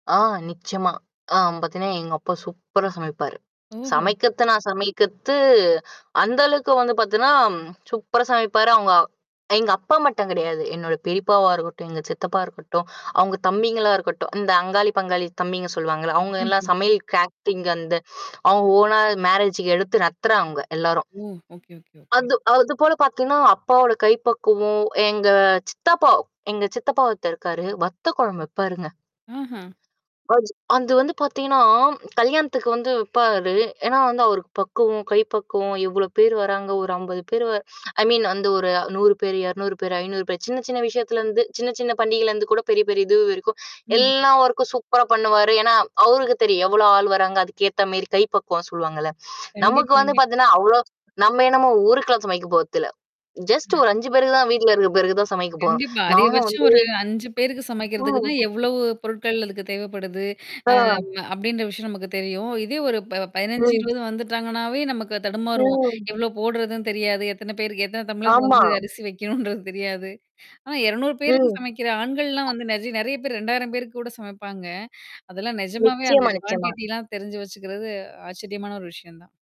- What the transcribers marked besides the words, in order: tongue click; "சமைக்கிறதுனா சமைக்கிறது" said as "சமைக்கத்துனா சமைக்கத்து"; static; in English: "கேட்டரிங்"; in English: "ஓனா மேரேஜ்க்கு"; in English: "ஓகே ஓகே ஓகே"; other noise; "அது" said as "அந்து"; tongue click; in English: "ஐ மீன்"; in English: "ஒர்கக்கும்"; tapping; chuckle; in English: "ஜஸ்ட்"; unintelligible speech; other background noise; drawn out: "ம்"; laughing while speaking: "வைக்கணுன்றது"; mechanical hum; in English: "குவான்டிட்டிலாம்"
- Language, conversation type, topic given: Tamil, podcast, உணவு என்பது வெறும் சாப்பாடு மட்டும் அல்ல என்றால், அதோடு சேர்ந்து வரும் கதைகள் எவை?